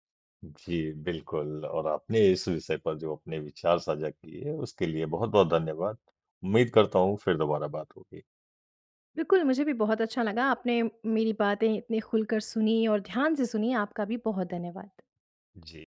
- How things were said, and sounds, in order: none
- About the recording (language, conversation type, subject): Hindi, podcast, आपका पहला यादगार रचनात्मक अनुभव क्या था?